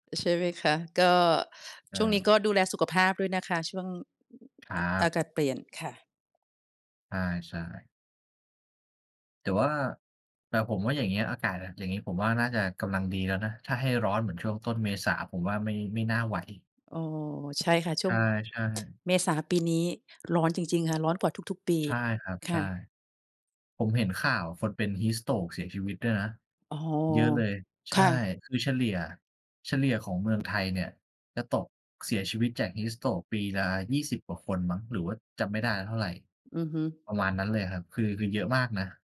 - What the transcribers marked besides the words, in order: other noise; tsk; other background noise
- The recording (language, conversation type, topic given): Thai, unstructured, เราควรเตรียมตัวอย่างไรเมื่อคนที่เรารักจากไป?